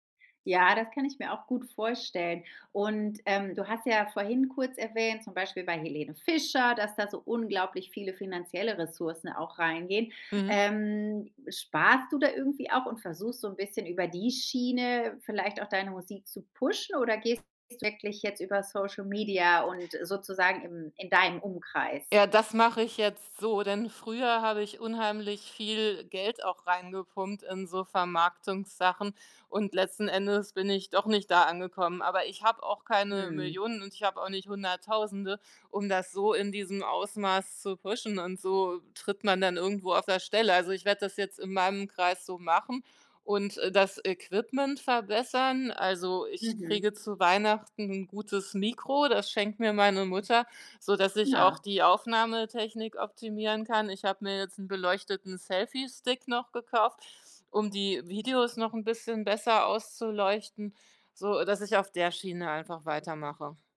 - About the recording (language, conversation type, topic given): German, podcast, Hast du einen beruflichen Traum, den du noch verfolgst?
- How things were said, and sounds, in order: in English: "pushen"; in English: "pushen"